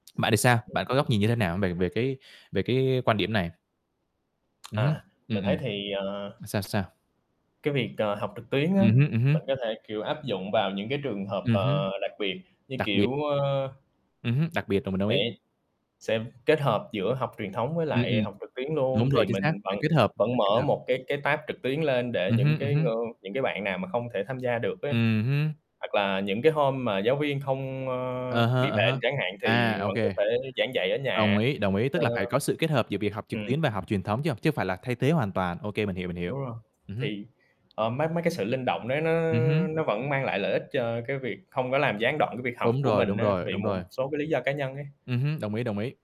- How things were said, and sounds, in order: tapping; distorted speech; static; in English: "tab"
- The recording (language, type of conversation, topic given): Vietnamese, unstructured, Bạn nghĩ giáo dục trong tương lai sẽ thay đổi như thế nào nhờ công nghệ?